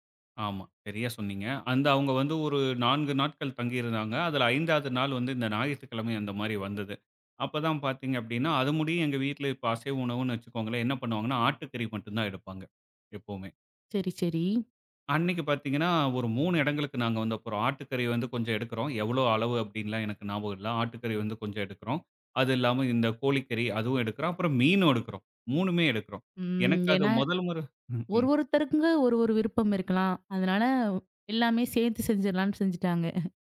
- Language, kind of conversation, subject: Tamil, podcast, வீட்டில் விருந்தினர்கள் வரும்போது எப்படி தயாராக வேண்டும்?
- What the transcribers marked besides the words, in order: chuckle